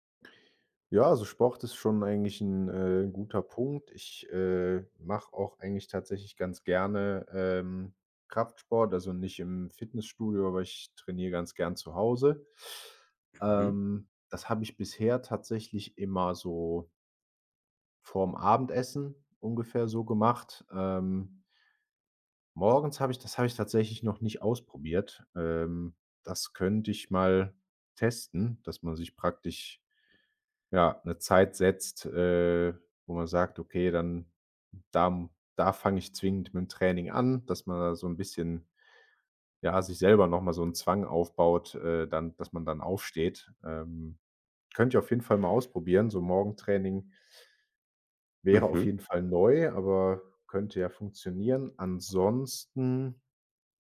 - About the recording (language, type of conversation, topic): German, advice, Warum fällt es dir schwer, einen regelmäßigen Schlafrhythmus einzuhalten?
- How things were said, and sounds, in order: other background noise